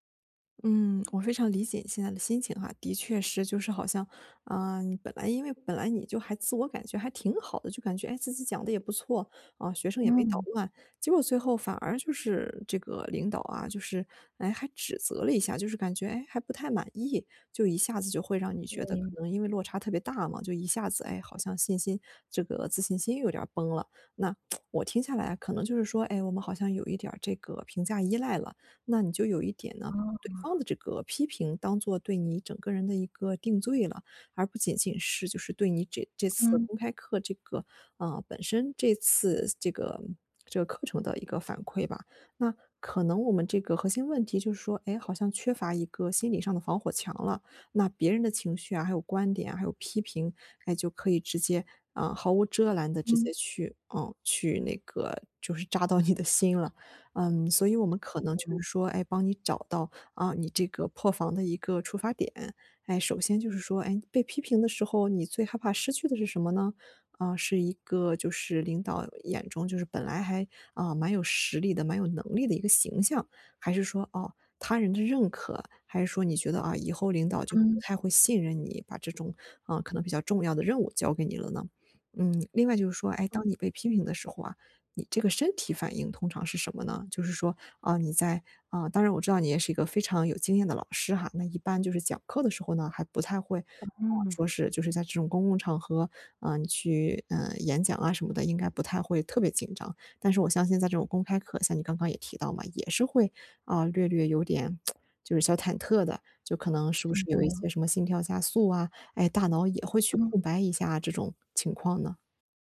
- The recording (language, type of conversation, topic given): Chinese, advice, 被批评时我如何保持自信？
- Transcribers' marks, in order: lip smack; laughing while speaking: "扎到你的"; unintelligible speech; other background noise; lip smack